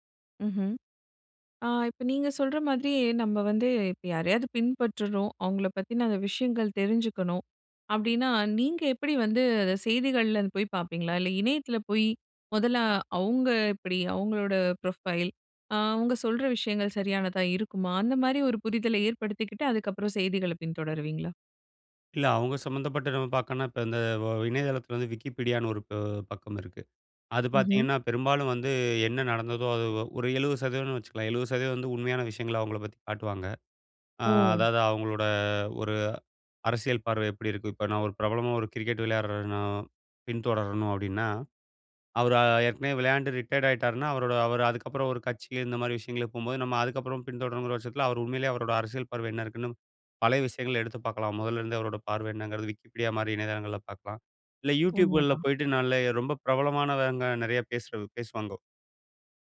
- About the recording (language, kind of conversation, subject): Tamil, podcast, செய்தி ஊடகங்கள் நம்பகமானவையா?
- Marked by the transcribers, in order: in English: "ப்ரொஃபைல்"; surprised: "ஓ!"; in English: "ரிட்டயர்ட்"; "பிரபலமானவங்க" said as "பிரபலமானதாங்க"